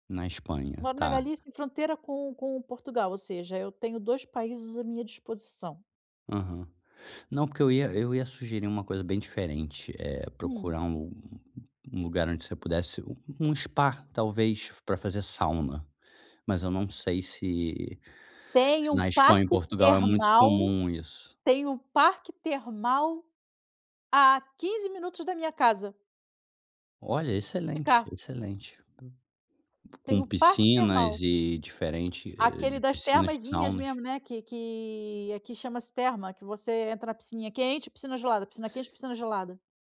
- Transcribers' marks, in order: tapping
- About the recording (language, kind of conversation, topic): Portuguese, advice, Como posso relaxar e aproveitar melhor o meu tempo livre?